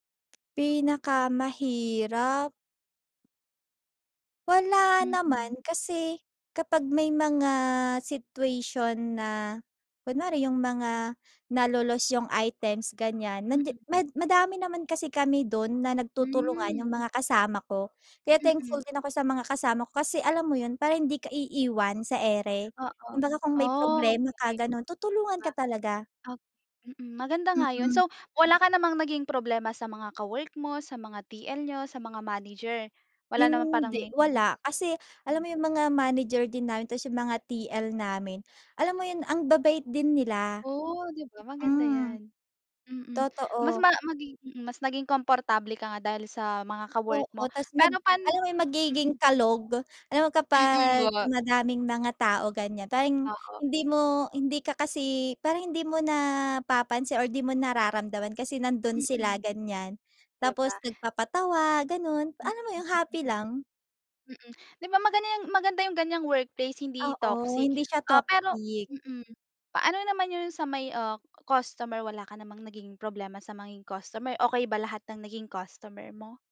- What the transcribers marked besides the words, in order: tapping; drawn out: "Pinakamahirap?"; drawn out: "Hindi"; gasp; gasp; gasp; in English: "toxic"
- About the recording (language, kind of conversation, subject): Filipino, podcast, Ano ang pinakamalaking hamon na naranasan mo sa trabaho?